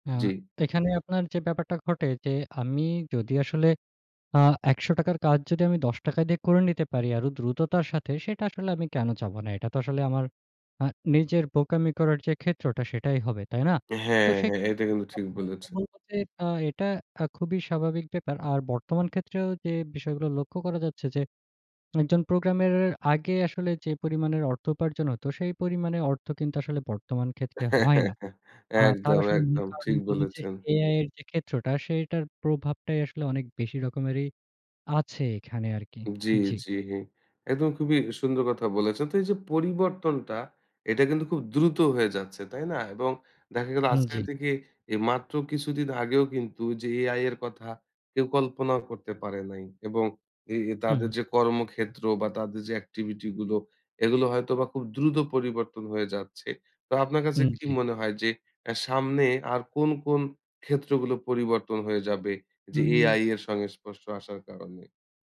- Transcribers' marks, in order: unintelligible speech; chuckle; in English: "activity"
- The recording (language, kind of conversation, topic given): Bengali, podcast, তুমি কীভাবে মনে করো, কৃত্রিম বুদ্ধিমত্তা চাকরির ওপর প্রভাব ফেলবে?